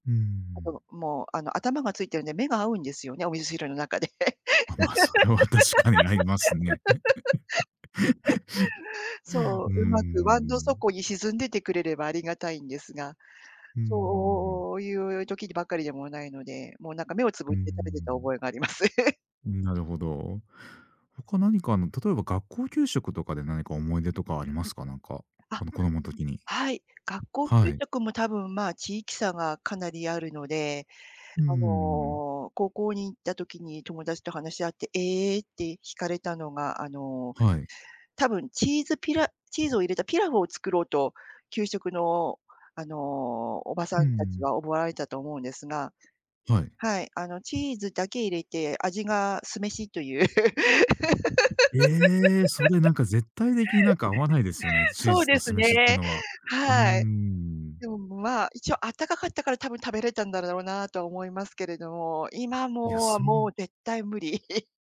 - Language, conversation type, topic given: Japanese, podcast, 子どもの頃の食べ物の思い出を聞かせてくれますか？
- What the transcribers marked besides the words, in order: laughing while speaking: "あ、ま、それは確かにありますね"; laugh; chuckle; laugh; laugh; laugh